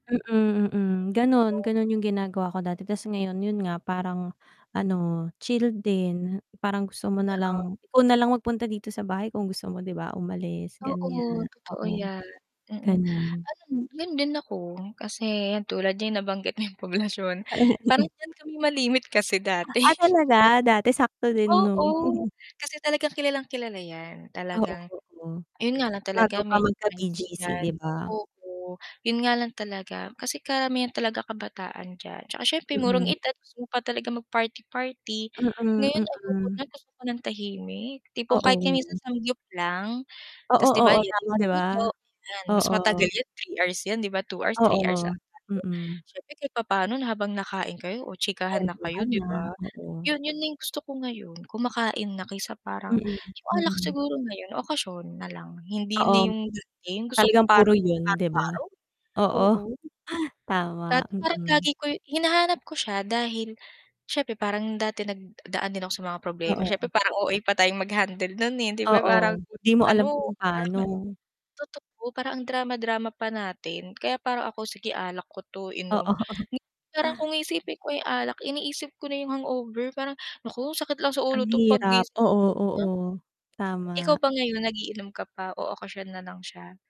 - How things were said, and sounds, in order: static; tapping; wind; distorted speech; laughing while speaking: "yang Poblacion, parang diyan kami malimit kasi dati"; chuckle; chuckle; other background noise; chuckle; mechanical hum; chuckle; laughing while speaking: "Oo"
- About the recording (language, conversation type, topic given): Filipino, unstructured, Paano mo nilalabanan ang stress at lungkot sa araw-araw at paano mo pinananatili ang positibong pananaw sa buhay?